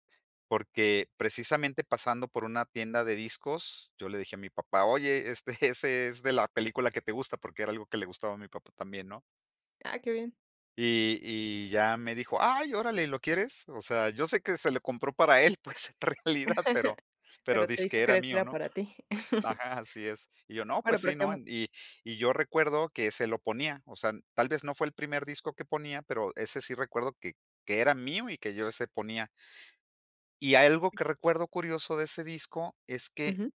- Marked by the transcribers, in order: chuckle; laughing while speaking: "pues, en realidad"; chuckle; chuckle
- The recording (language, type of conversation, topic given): Spanish, podcast, ¿Qué te atrajo de la música cuando eras niño/a?